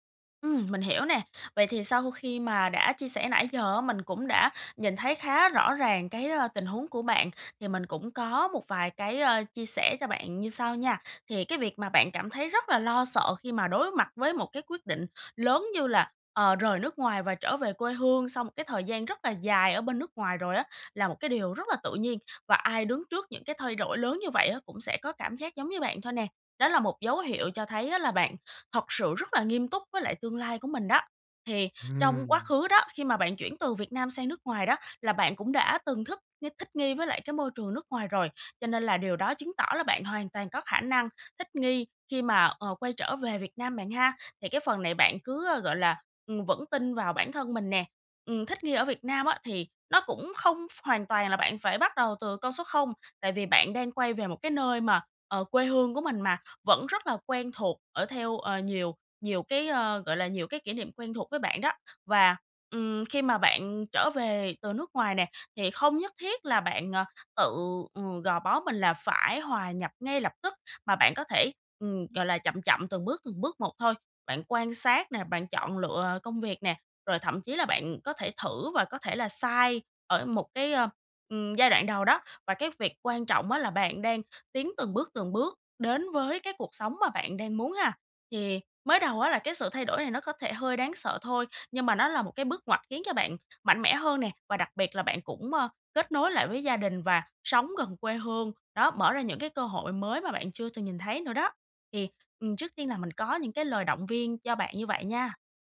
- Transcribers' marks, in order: tapping; other background noise
- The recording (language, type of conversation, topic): Vietnamese, advice, Làm thế nào để vượt qua nỗi sợ khi phải đưa ra những quyết định lớn trong đời?